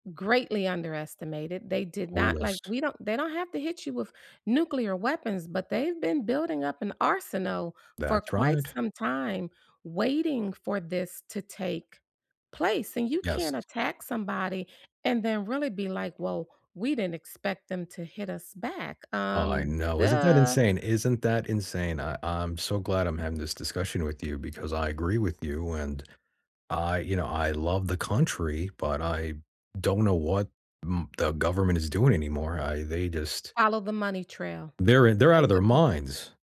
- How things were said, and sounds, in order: unintelligible speech
- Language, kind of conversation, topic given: English, unstructured, How does fake news affect people's trust?
- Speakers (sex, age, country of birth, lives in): female, 60-64, United States, United States; male, 40-44, United States, United States